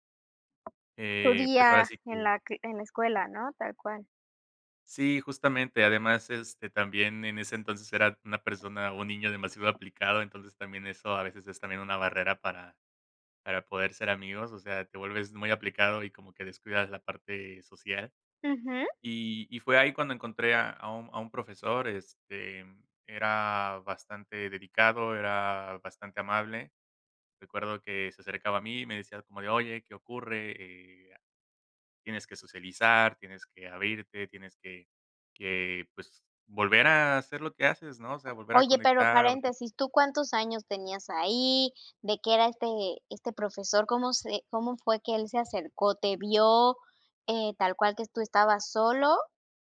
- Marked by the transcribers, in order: tapping; other background noise
- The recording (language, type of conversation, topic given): Spanish, podcast, ¿Qué profesor influyó más en ti y por qué?